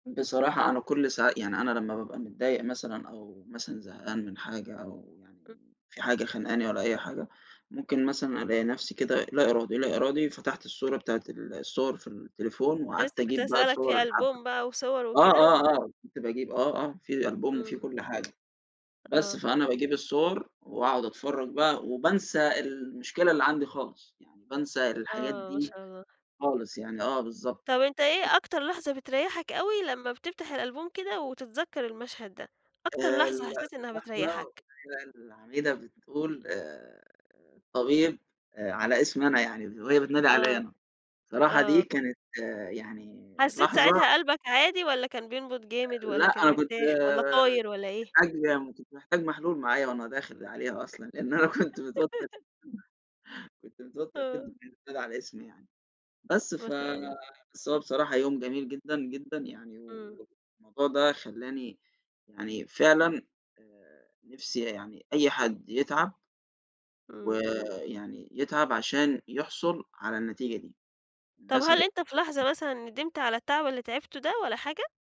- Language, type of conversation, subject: Arabic, podcast, إيه أسعد يوم بتفتكره، وليه؟
- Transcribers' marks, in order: unintelligible speech; tapping; unintelligible speech; laugh; laughing while speaking: "لإن أنا كنت متوتر"; other background noise